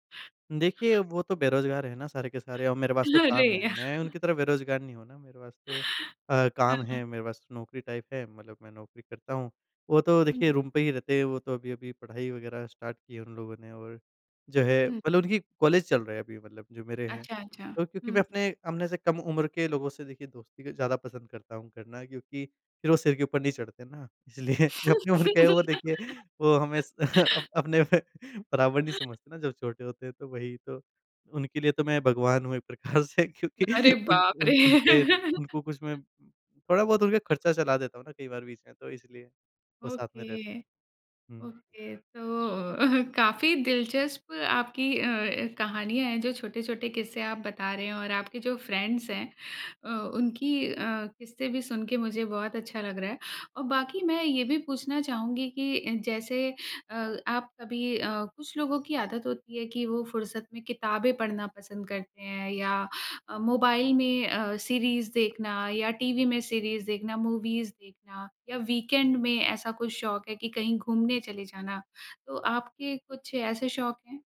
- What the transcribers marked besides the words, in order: tapping; in English: "टाइप"; in English: "रूम"; in English: "स्टार्ट"; laugh; laughing while speaking: "इसलिए जो अपनी उम्र के वो देखिए वो हमें अप अपने"; laughing while speaking: "प्रकार से"; laugh; in English: "ओके, ओके"; bird; chuckle; in English: "फ्रेंड्स"; in English: "सीरीज़"; in English: "सीरीज़"; in English: "मूवीज़"; in English: "वीकेंड"
- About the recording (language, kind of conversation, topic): Hindi, podcast, फुर्सत में आपको सबसे ज़्यादा क्या करना पसंद है?